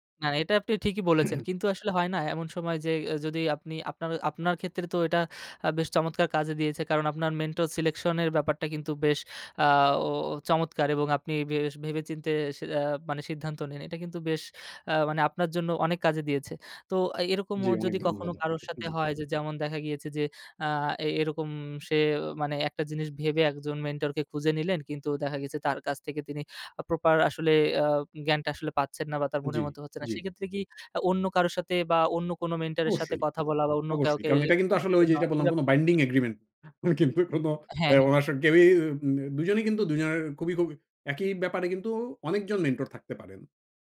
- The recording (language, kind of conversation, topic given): Bengali, podcast, আপনার অভিজ্ঞতা অনুযায়ী কীভাবে একজন মেন্টর খুঁজে নেবেন?
- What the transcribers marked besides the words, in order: throat clearing; in English: "mentor selection"; other background noise; unintelligible speech; tapping; in English: "binding agreement"; laughing while speaking: "কিন্তু কোনো"